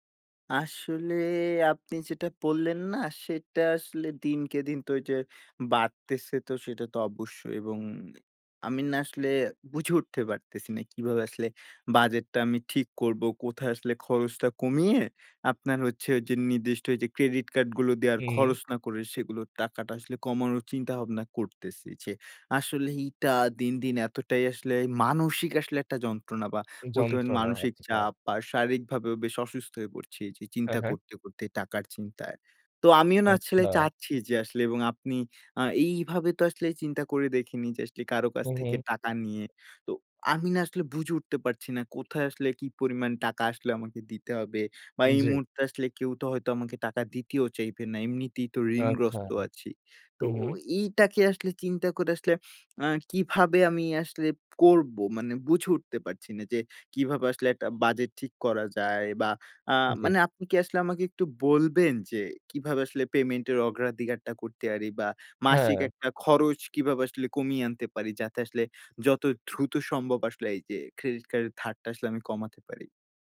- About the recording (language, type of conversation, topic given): Bengali, advice, ক্রেডিট কার্ডের দেনা কেন বাড়ছে?
- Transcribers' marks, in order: drawn out: "আসলে"; horn